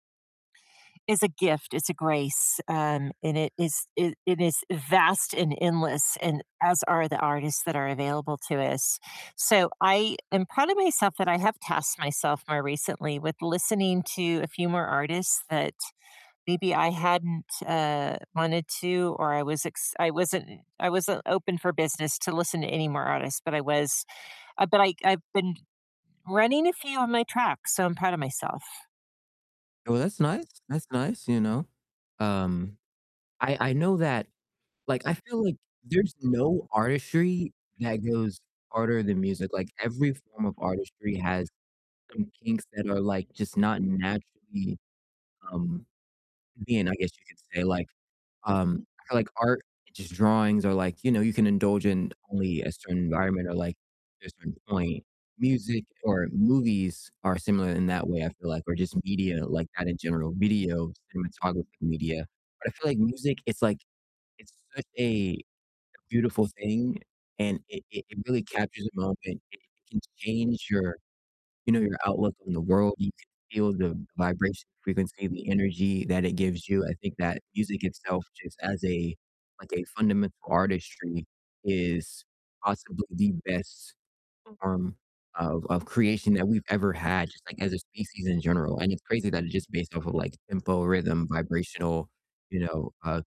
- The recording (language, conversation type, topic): English, unstructured, How has your taste in music evolved since childhood, and which moments or people shaped it?
- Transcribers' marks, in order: distorted speech